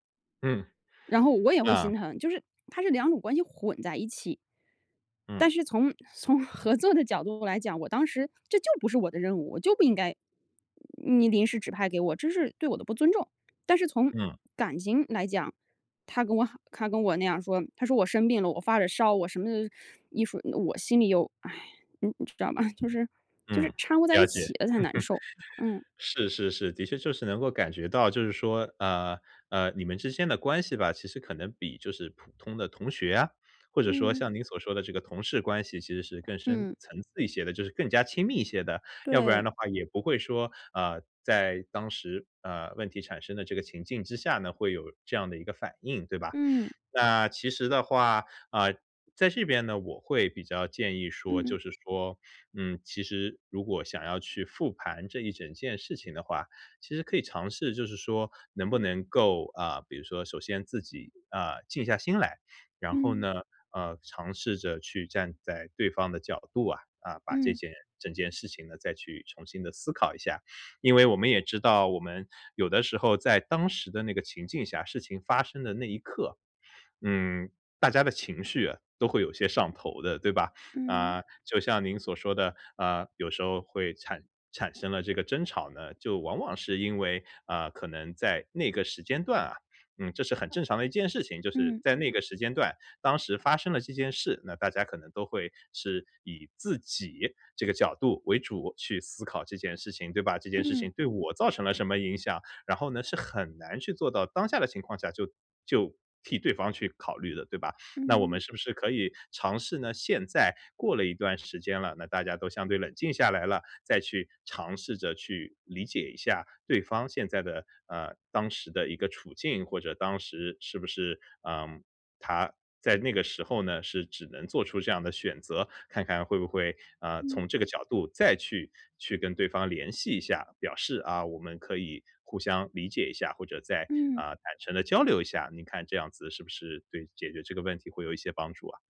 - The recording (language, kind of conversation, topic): Chinese, advice, 我该如何重建他人对我的信任并修复彼此的关系？
- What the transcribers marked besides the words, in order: laughing while speaking: "合作的"; laugh; other background noise